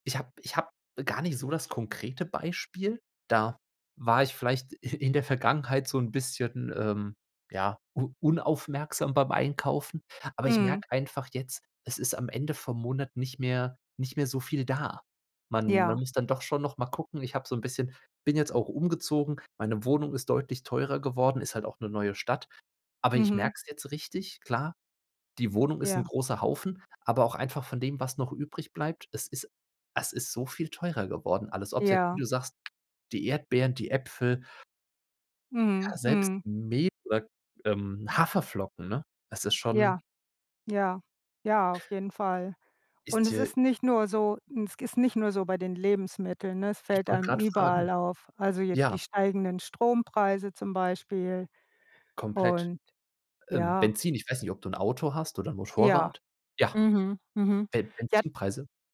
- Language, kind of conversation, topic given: German, unstructured, Was denkst du über die steigenden Preise im Alltag?
- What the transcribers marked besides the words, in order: chuckle; other background noise